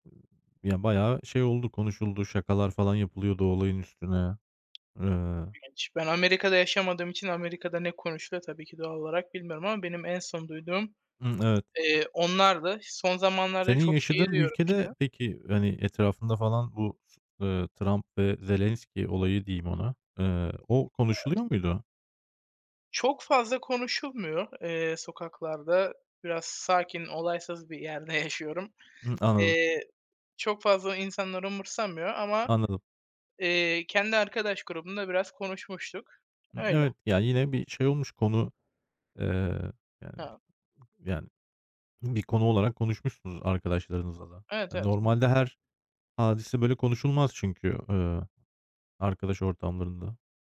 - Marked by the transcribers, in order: tapping; other background noise
- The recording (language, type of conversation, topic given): Turkish, unstructured, Son zamanlarda dünyada en çok konuşulan haber hangisiydi?